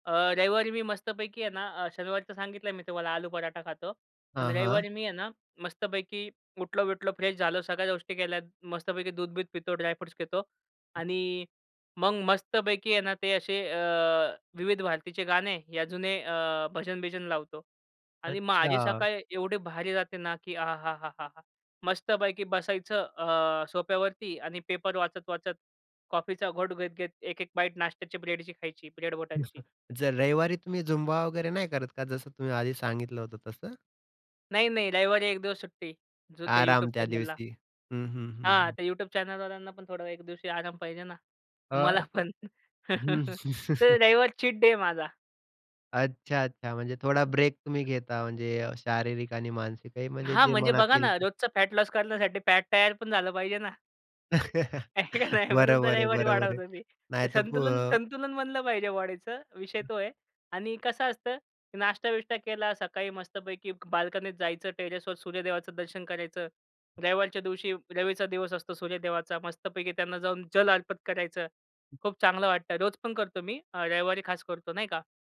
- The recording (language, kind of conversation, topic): Marathi, podcast, तुमच्या घरची सकाळची दिनचर्या कशी असते?
- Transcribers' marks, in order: other noise; chuckle; in English: "चॅनेल"; in English: "चॅनेल"; laughing while speaking: "मला पण"; chuckle; tapping; in English: "फॅट लॉस"; in English: "फॅट"; chuckle; laughing while speaking: "आहे काय नाही म्हणून तर रविवारी वाढवतो मी"